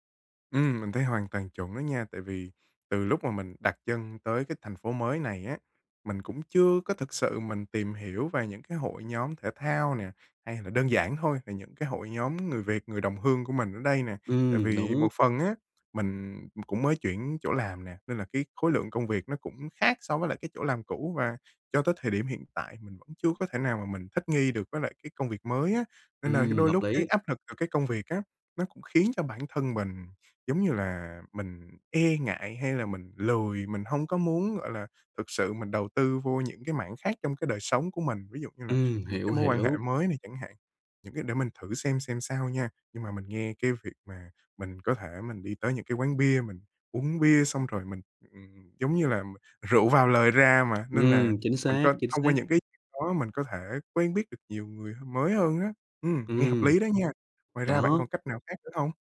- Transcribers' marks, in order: other background noise; tapping
- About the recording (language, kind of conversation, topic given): Vietnamese, advice, Bạn đang cảm thấy cô đơn và thiếu bạn bè sau khi chuyển đến một thành phố mới phải không?